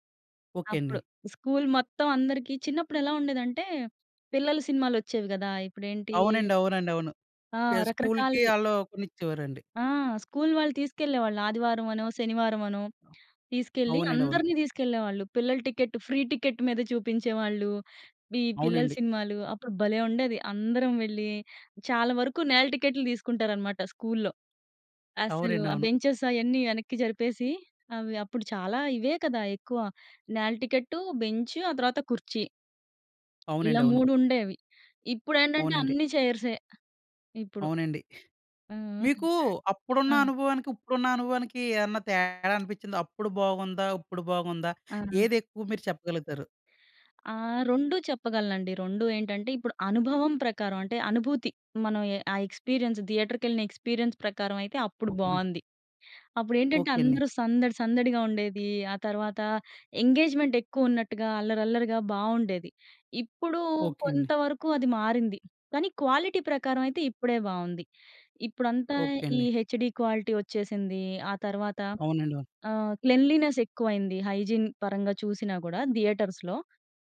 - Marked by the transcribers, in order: other noise; in English: "టికెట్, ఫ్రీ టికెట్"; in English: "బెంచెస్"; in English: "బెంచ్"; tapping; chuckle; other background noise; in English: "ఎక్స్‌పీరియన్స్"; in English: "ఎక్స్‌పీరియన్స్"; in English: "క్వాలిటీ"; in English: "హెచ్‍డి క్వాలిటీ"; in English: "హైజీన్"; in English: "థియేటర్స్‌లో"
- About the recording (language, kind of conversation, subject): Telugu, podcast, మీ మొదటి సినిమా థియేటర్ అనుభవం ఎలా ఉండేది?